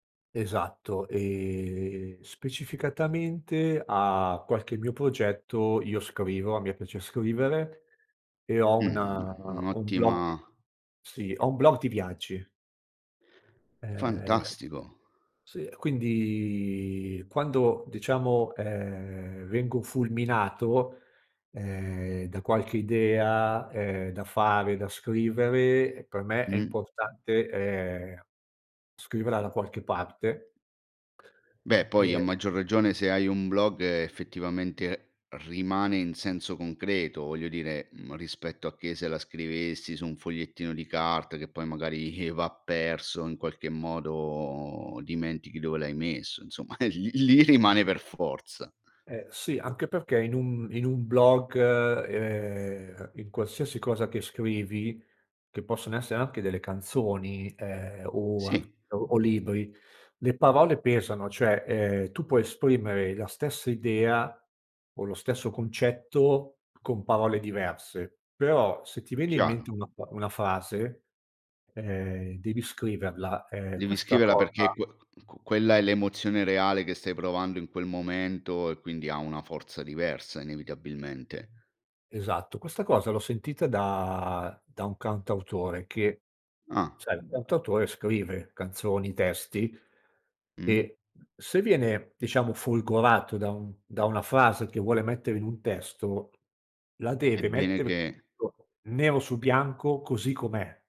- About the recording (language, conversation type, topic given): Italian, podcast, Come trasformi un’idea vaga in qualcosa di concreto?
- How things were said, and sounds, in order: tapping; laughing while speaking: "magari"; chuckle; laughing while speaking: "lì lì"; other background noise; unintelligible speech